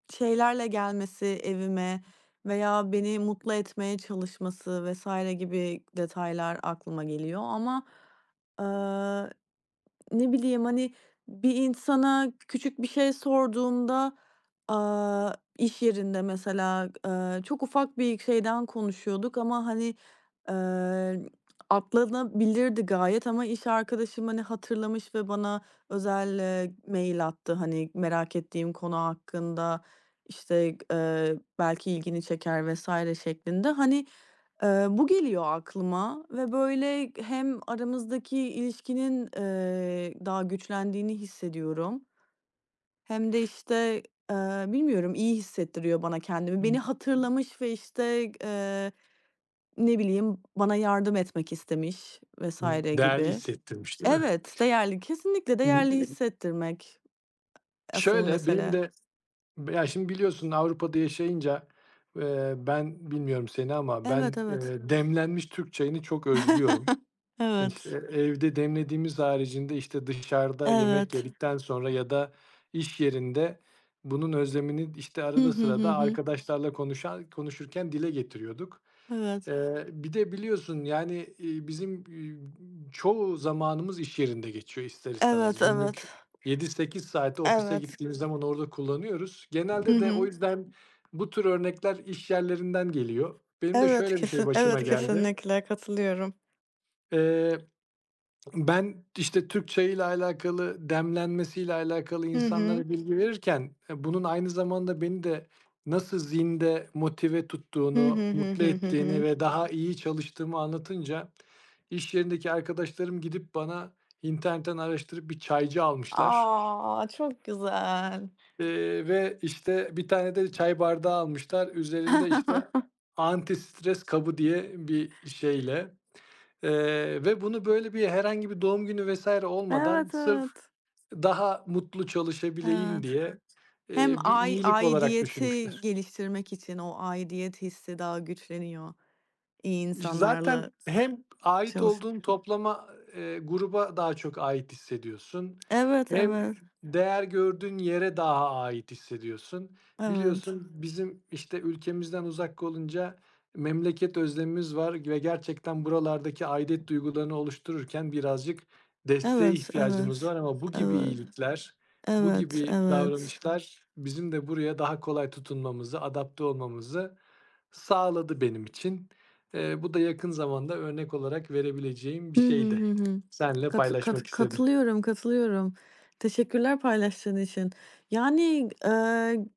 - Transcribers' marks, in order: inhale; tapping; unintelligible speech; other background noise; unintelligible speech; chuckle; gasp; background speech; swallow; tongue click; sniff
- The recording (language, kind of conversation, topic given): Turkish, unstructured, Küçük iyilikler neden büyük fark yaratır?